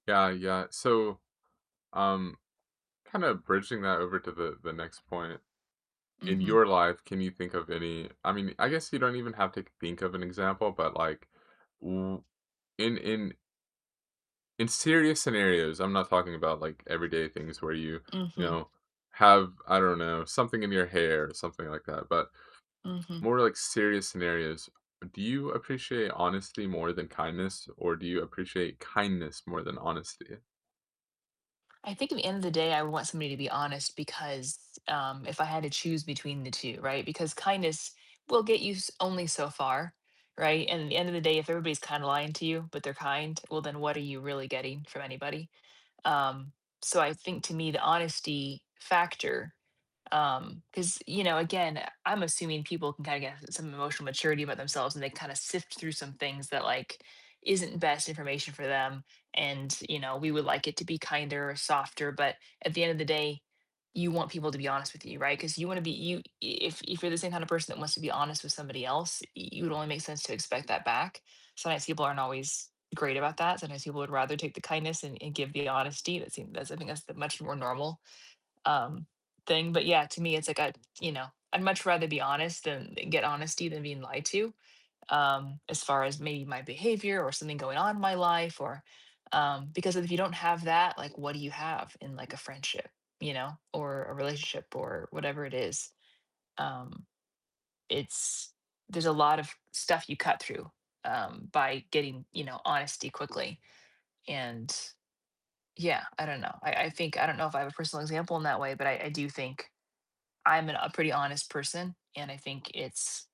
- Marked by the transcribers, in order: tapping; distorted speech
- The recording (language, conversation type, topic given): English, unstructured, How do you balance honesty and kindness?
- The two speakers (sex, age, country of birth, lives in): female, 40-44, United States, United States; male, 25-29, Latvia, United States